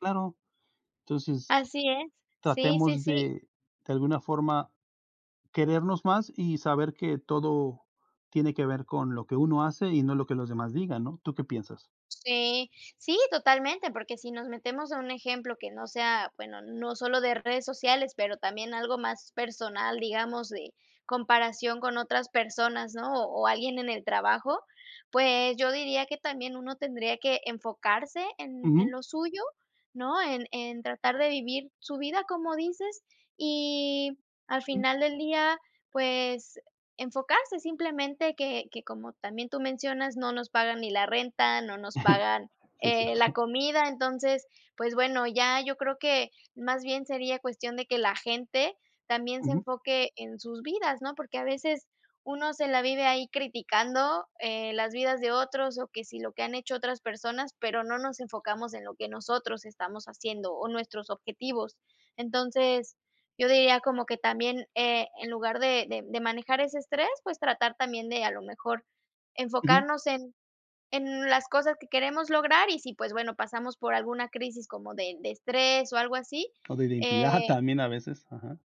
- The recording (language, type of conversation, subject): Spanish, unstructured, ¿Cómo afecta la presión social a nuestra salud mental?
- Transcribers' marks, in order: other noise; chuckle; laughing while speaking: "es cierto"; laughing while speaking: "también"